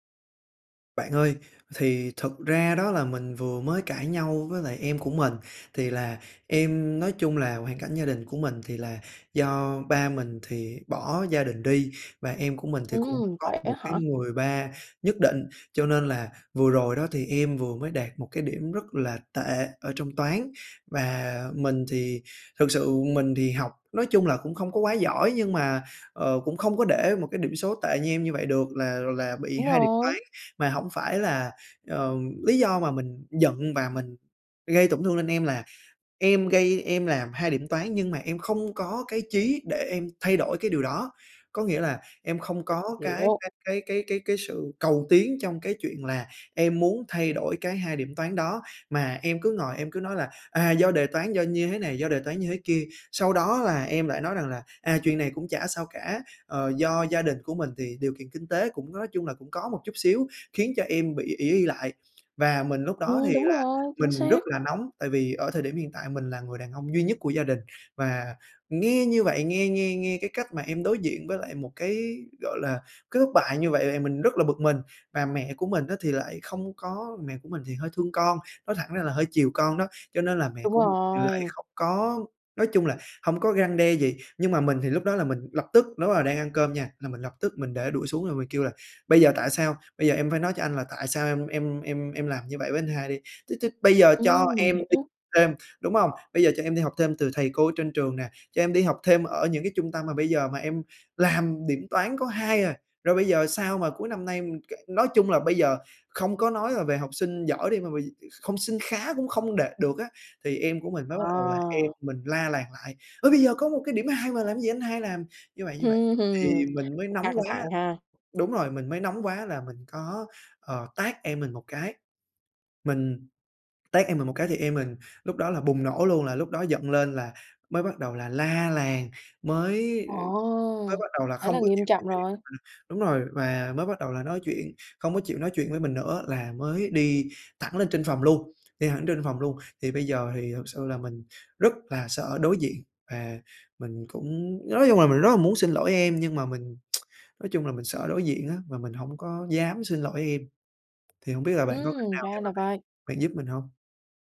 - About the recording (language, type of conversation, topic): Vietnamese, advice, Làm sao để vượt qua nỗi sợ đối diện và xin lỗi sau khi lỡ làm tổn thương người khác?
- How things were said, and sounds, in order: tapping; other background noise; lip smack